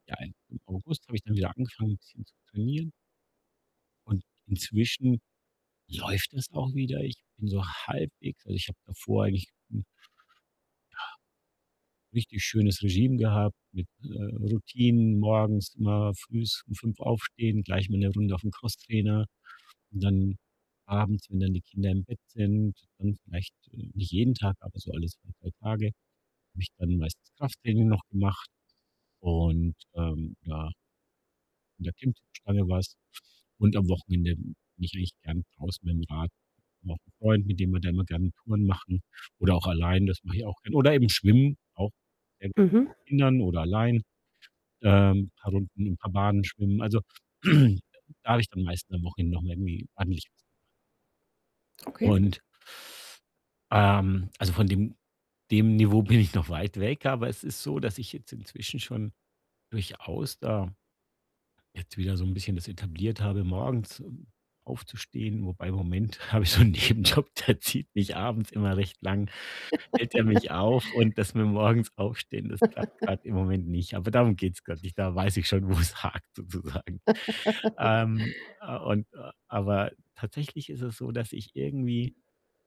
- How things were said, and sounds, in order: static; distorted speech; other background noise; throat clearing; laughing while speaking: "bin ich"; laughing while speaking: "habe ich so 'n Nebenjob, der zieht"; laugh; laugh; laughing while speaking: "wo es hakt, sozusagen"; laugh
- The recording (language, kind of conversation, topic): German, advice, Wie kann ich mein Leistungsplateau im Training überwinden?